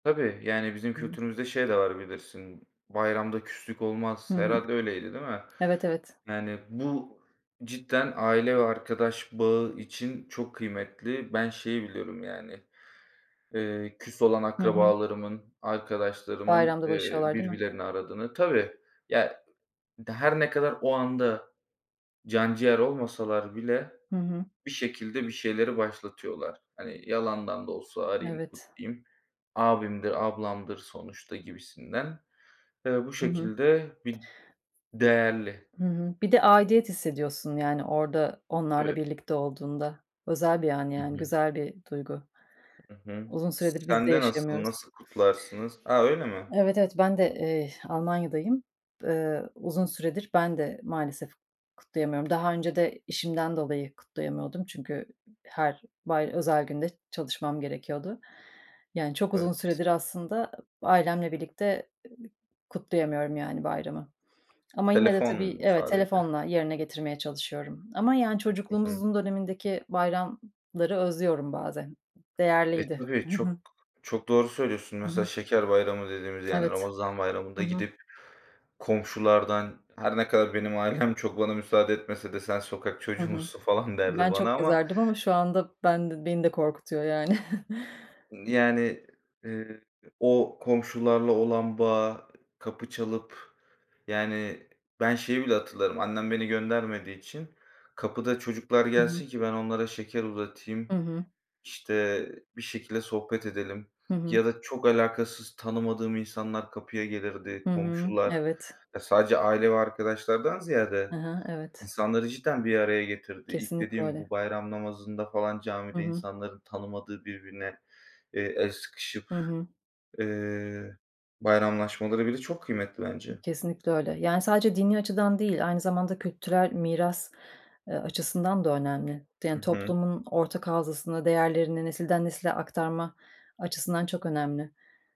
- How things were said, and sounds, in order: other background noise; laughing while speaking: "çok"; chuckle
- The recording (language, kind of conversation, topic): Turkish, unstructured, Bayram kutlamaları neden bu kadar önemli?